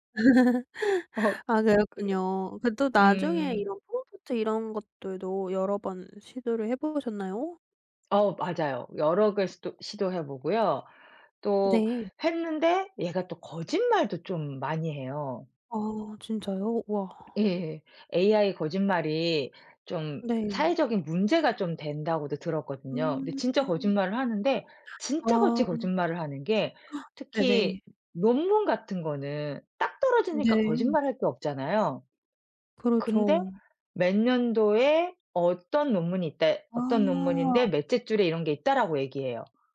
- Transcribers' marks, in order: laugh; other background noise; laughing while speaking: "어"; tapping; gasp
- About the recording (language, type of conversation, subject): Korean, podcast, 앞으로 인공지능이 우리의 일상생활을 어떻게 바꿀 거라고 보시나요?